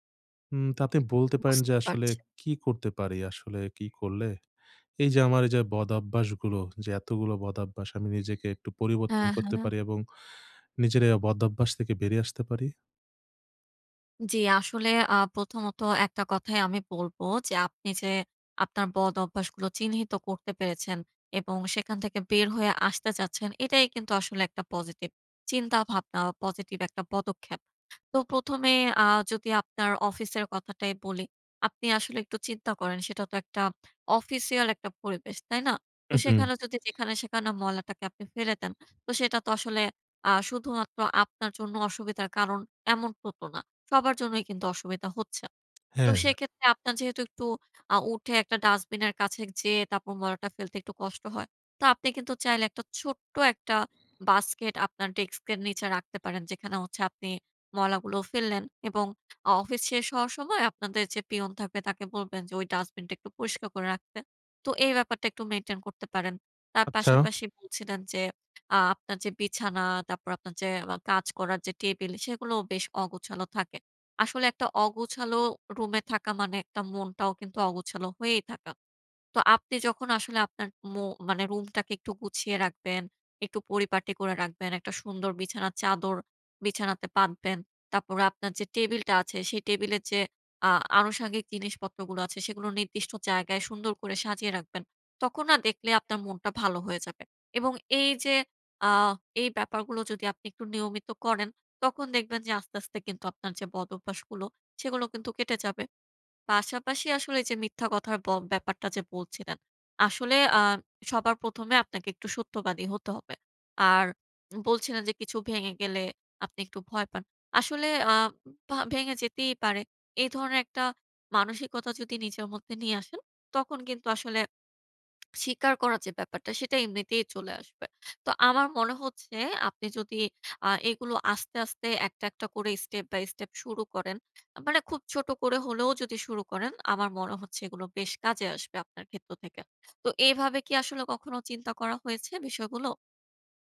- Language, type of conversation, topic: Bengali, advice, আমি কীভাবে আমার খারাপ অভ্যাসের ধারা বুঝে তা বদলাতে পারি?
- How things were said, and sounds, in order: "ডেস্কের" said as "ডেক্সকের"; in English: "step by step"